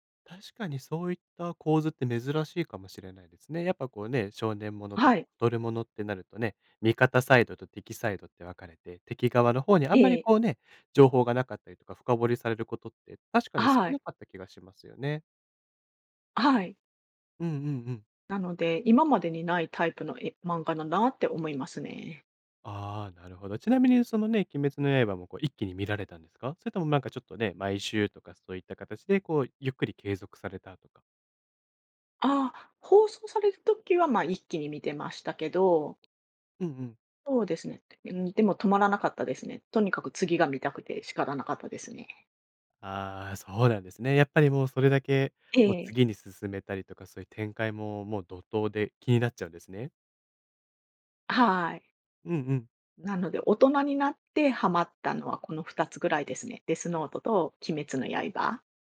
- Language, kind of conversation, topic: Japanese, podcast, 漫画で心に残っている作品はどれですか？
- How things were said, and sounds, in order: other noise